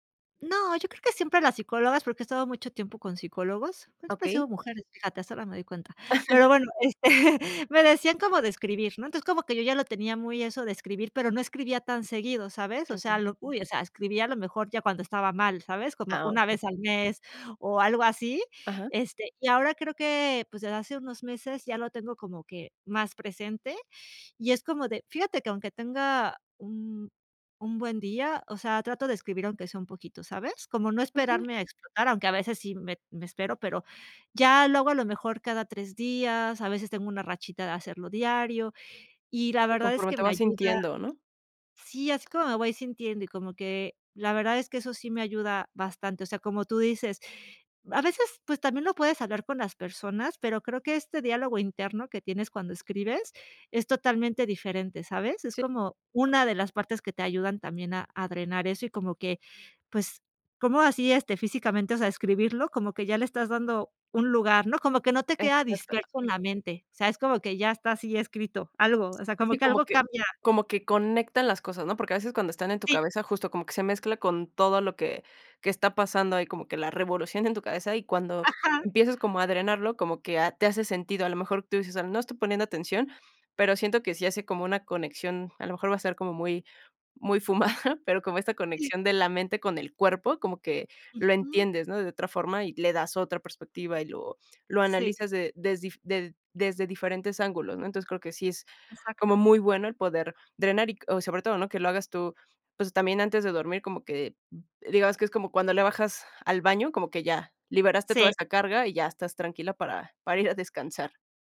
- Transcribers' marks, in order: chuckle; chuckle; other background noise; other noise; laughing while speaking: "revolución en tu cabeza"; laughing while speaking: "muy fumada, pero"; chuckle
- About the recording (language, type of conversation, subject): Spanish, podcast, ¿Qué te ayuda a dormir mejor cuando la cabeza no para?